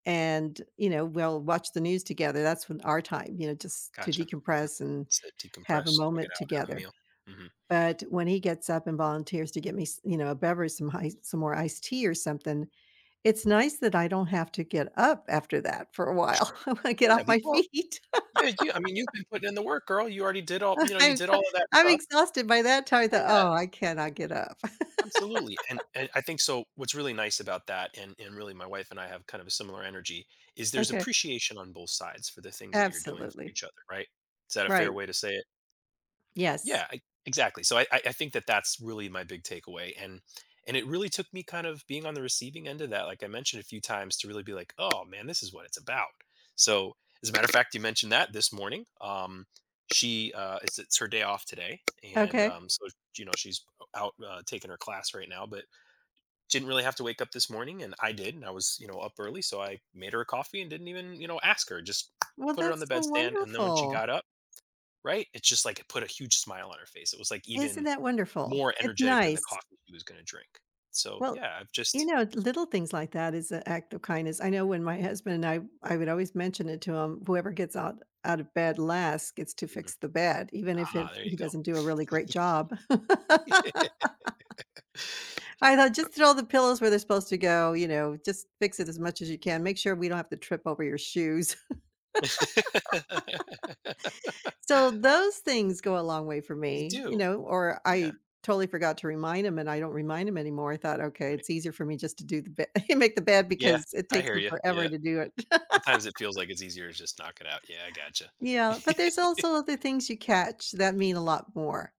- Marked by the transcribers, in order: laughing while speaking: "while, I get off my feet"; laugh; tapping; laugh; other background noise; tongue click; laugh; laugh; chuckle; laugh; chuckle
- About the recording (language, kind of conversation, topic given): English, unstructured, Why do small acts of kindness have such a big impact on our lives?